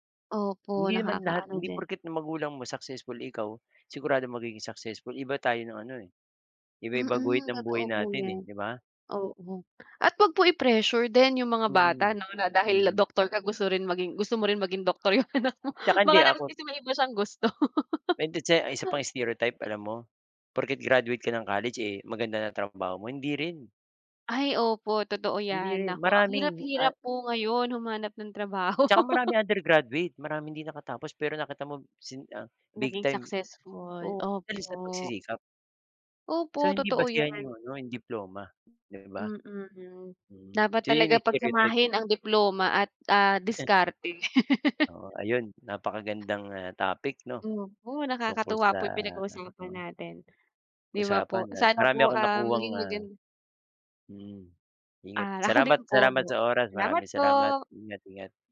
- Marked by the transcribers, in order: laugh; laugh; laugh
- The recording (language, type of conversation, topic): Filipino, unstructured, Paano mo hinaharap at nilalabanan ang mga stereotype tungkol sa iyo?